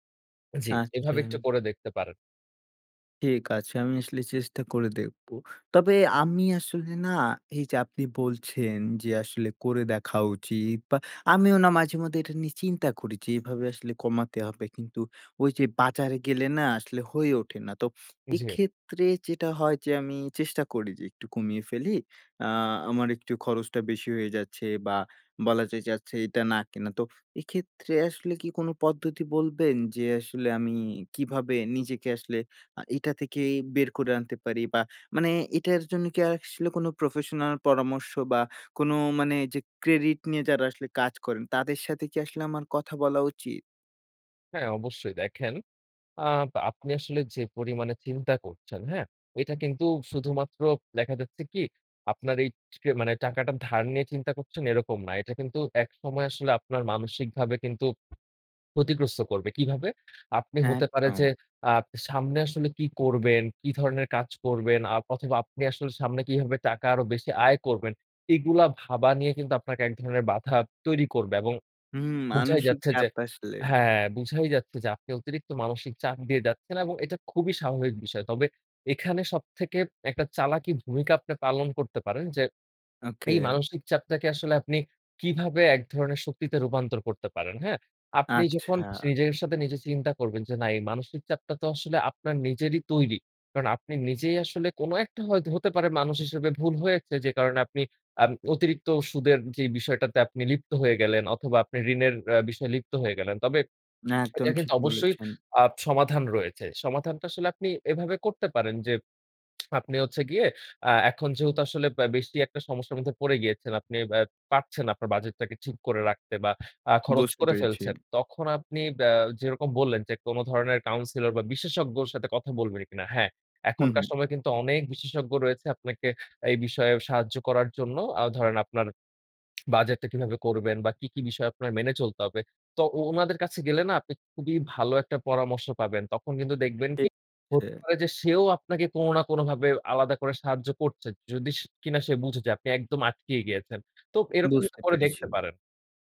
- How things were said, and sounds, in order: tapping; other background noise; swallow; lip smack; in English: "counselor"; lip smack; "ঠিক" said as "ঠি"; "আছে" said as "ছে"; "যদি" said as "যদিশ"
- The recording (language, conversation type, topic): Bengali, advice, ক্রেডিট কার্ডের দেনা কেন বাড়ছে?